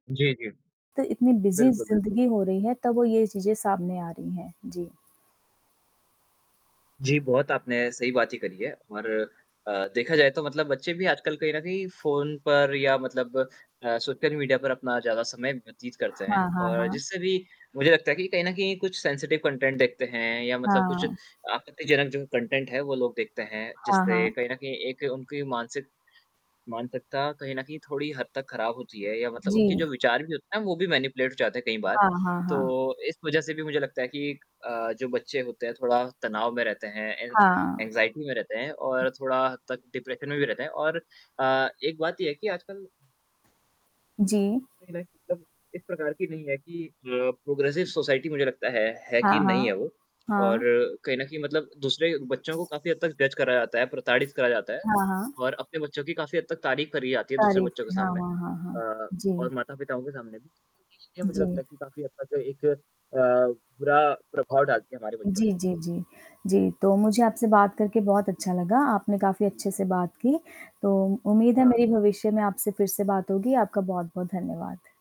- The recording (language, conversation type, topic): Hindi, unstructured, क्या पढ़ाई के तनाव के कारण बच्चे आत्महत्या जैसा कदम उठा सकते हैं?
- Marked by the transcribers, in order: static; in English: "बिज़ी"; in English: "सेंसिटिव कंटेंट"; in English: "कंटेंट"; in English: "मैनिपुलेट"; in English: "एन एंग्जायटी"; in English: "डिप्रेशन"; distorted speech; in English: "प्रोग्रेसिव सोसाइटी"